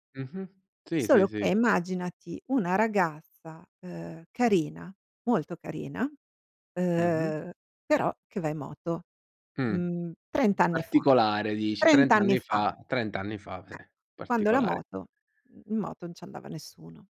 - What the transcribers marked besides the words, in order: tapping; other background noise; "non" said as "n"
- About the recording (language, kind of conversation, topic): Italian, podcast, Come affronti i giudizi degli altri mentre stai vivendo una trasformazione?